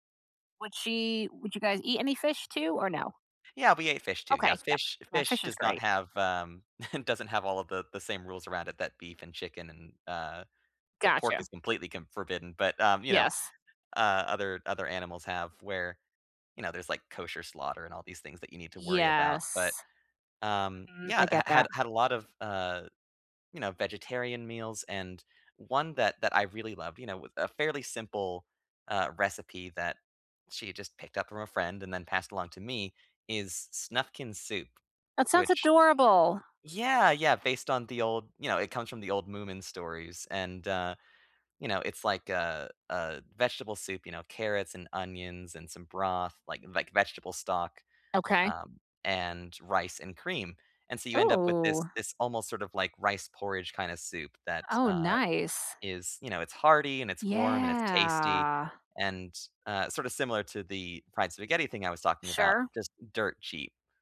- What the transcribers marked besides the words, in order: chuckle; drawn out: "Yes"; drawn out: "Yeah"
- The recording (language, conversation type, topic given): English, unstructured, What is a recipe you learned from family or friends?